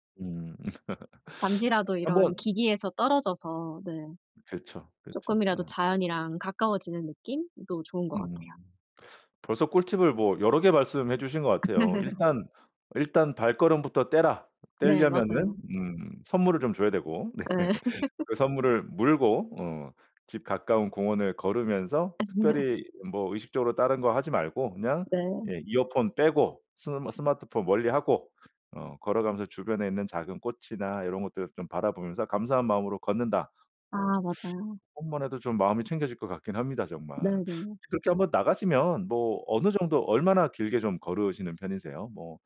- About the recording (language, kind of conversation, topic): Korean, podcast, 도심 속 작은 공원에서 마음챙김을 하려면 어떻게 하면 좋을까요?
- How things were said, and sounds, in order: laugh; other background noise; tapping; laugh; laughing while speaking: "네"; chuckle